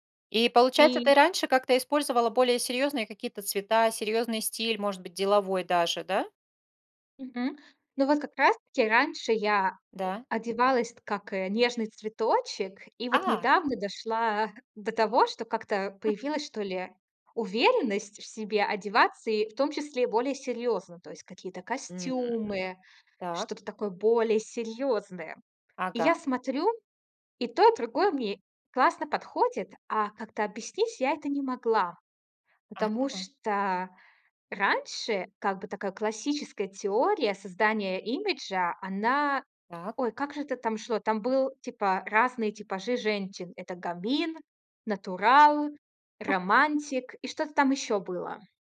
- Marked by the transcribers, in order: other background noise
- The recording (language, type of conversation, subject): Russian, podcast, Как меняется самооценка при смене имиджа?